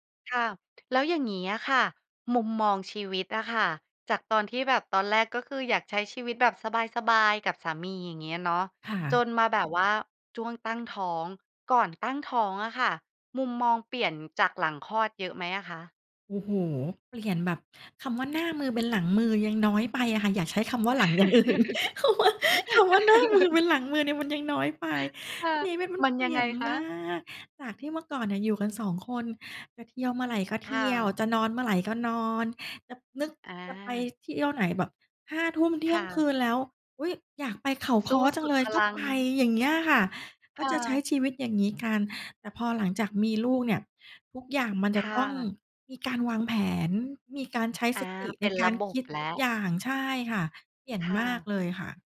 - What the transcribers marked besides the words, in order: laugh; laughing while speaking: "อย่างอื่น"; put-on voice: "คำ ว คำว่าหน้ามือเป็นหลังมือเนี่ย"; stressed: "มาก"
- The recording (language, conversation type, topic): Thai, podcast, บทเรียนสำคัญที่สุดที่การเป็นพ่อแม่สอนคุณคืออะไร เล่าให้ฟังได้ไหม?